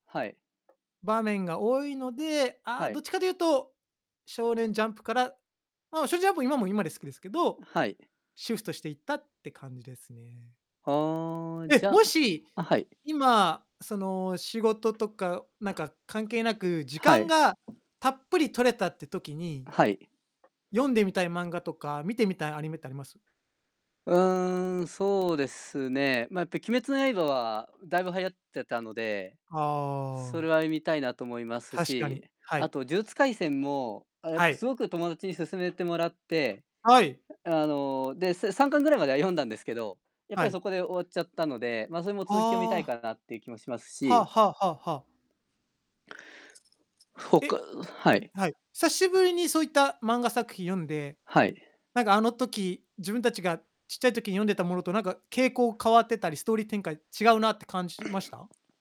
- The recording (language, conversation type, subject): Japanese, unstructured, 普段、漫画やアニメはどのくらい見ますか？
- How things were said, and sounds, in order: distorted speech; tapping; "呪術廻戦" said as "じゅつかいせん"